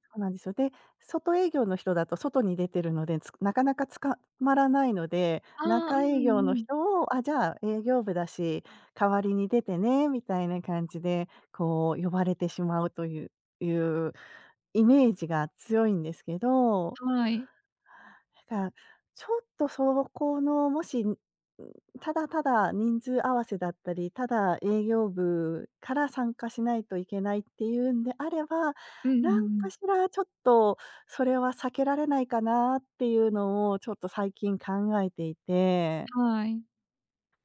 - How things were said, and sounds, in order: none
- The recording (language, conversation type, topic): Japanese, advice, 会議が長引いて自分の仕事が進まないのですが、どうすれば改善できますか？